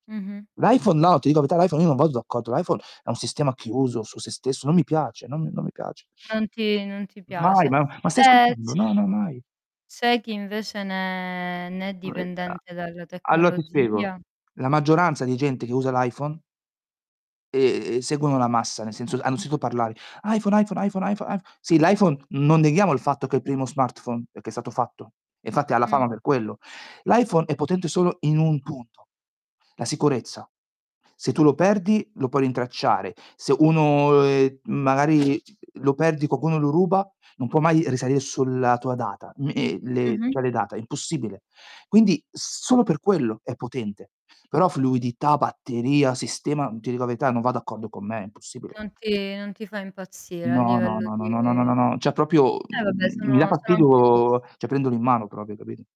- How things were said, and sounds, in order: static; other background noise; distorted speech; drawn out: "ne"; unintelligible speech; "allora" said as "alloa"; tapping; "cioè" said as "ceh"; "proprio" said as "propio"; "cioè" said as "ceh"
- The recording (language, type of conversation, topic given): Italian, unstructured, Come immagini la casa del futuro grazie alla tecnologia?